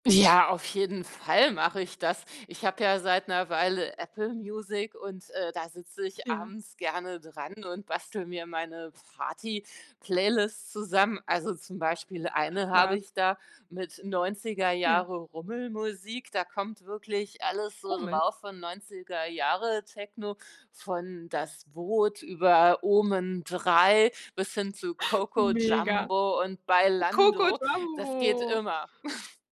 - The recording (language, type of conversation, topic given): German, podcast, Wie stellst du eine Party-Playlist zusammen, die allen gefällt?
- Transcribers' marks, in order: other background noise; snort; drawn out: "Jumbo"; snort